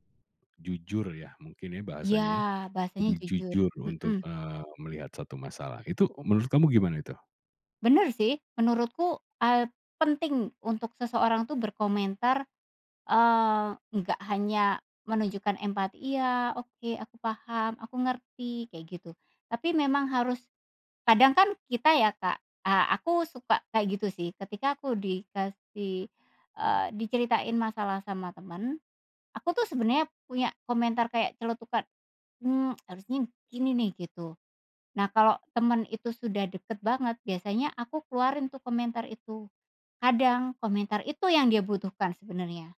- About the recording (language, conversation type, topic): Indonesian, podcast, Bagaimana biasanya kamu mencari dukungan saat sedang stres atau merasa down?
- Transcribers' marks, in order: tapping